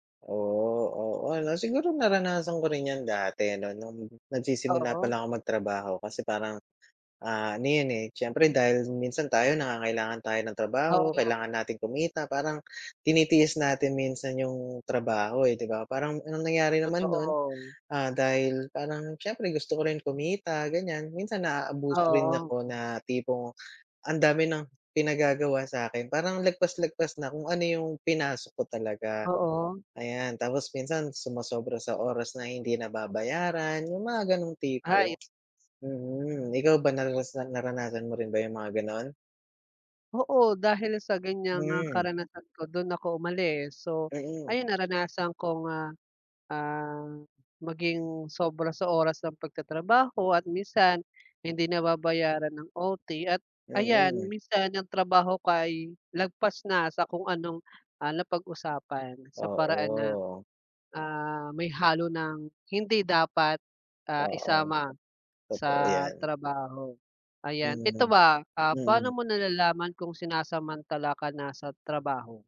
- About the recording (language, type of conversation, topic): Filipino, unstructured, Ano ang ginagawa mo kapag pakiramdam mo ay sinasamantala ka sa trabaho?
- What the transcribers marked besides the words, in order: tapping; unintelligible speech